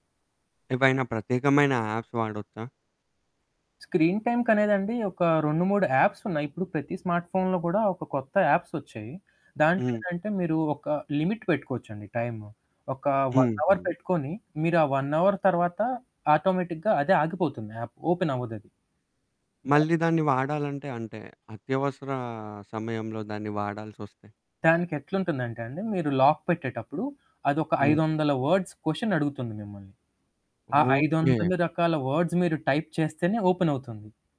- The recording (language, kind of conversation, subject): Telugu, podcast, స్మార్ట్‌ఫోన్ లేకుండా మీరు ఒక రోజు ఎలా గడుపుతారు?
- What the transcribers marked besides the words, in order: in English: "యాప్స్"; static; in English: "స్క్రీన్ టైమ్‌కనేదండి"; in English: "యాప్స్"; in English: "స్మార్ట్ ఫోన్‌లో"; in English: "యాప్స్"; in English: "లిమిట్"; in English: "వన్ అవర్"; in English: "వన్ అవర్"; in English: "ఆటోమేటిక్‌గా"; in English: "యాప్, యాప్ ఓపెన్"; in English: "లాక్"; in English: "వర్డ్స్ క్వెషన్"; in English: "వర్డ్స్"; in English: "టైప్"